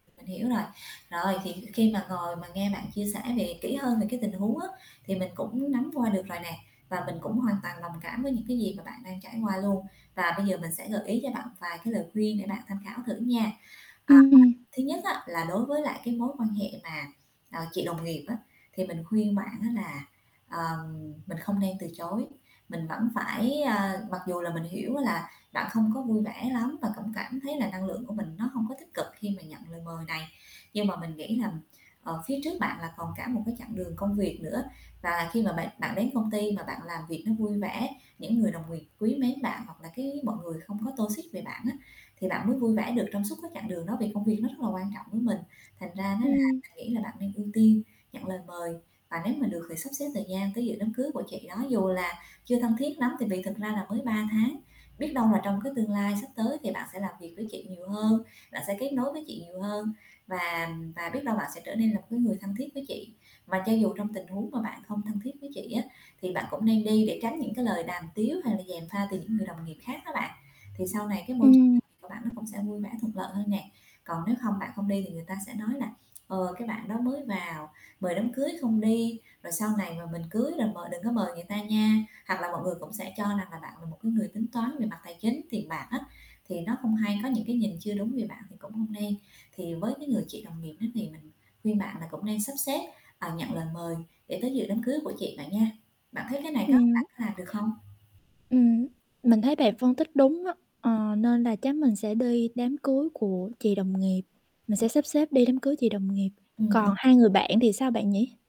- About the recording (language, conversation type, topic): Vietnamese, advice, Làm sao để từ chối lời mời một cách khéo léo mà không làm người khác phật lòng?
- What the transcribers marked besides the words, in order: static; other background noise; distorted speech; tapping; horn; in English: "toxic"